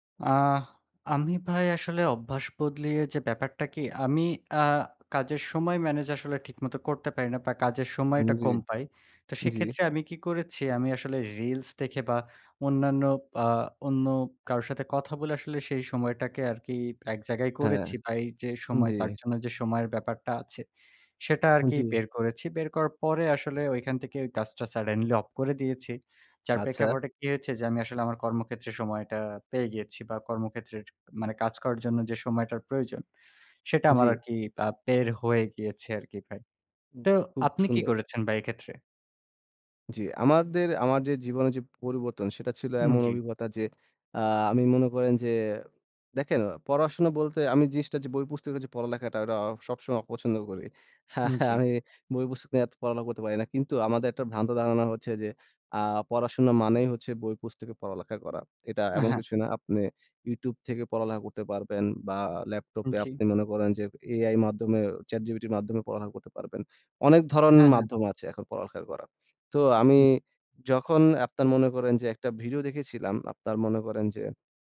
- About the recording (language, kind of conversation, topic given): Bengali, unstructured, নিজেকে উন্নত করতে কোন কোন অভ্যাস তোমাকে সাহায্য করে?
- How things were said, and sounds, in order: tapping; "অভিজ্ঞতা" said as "অভিগতা"; laughing while speaking: "আমি"; "ধরনের" said as "ধরণ"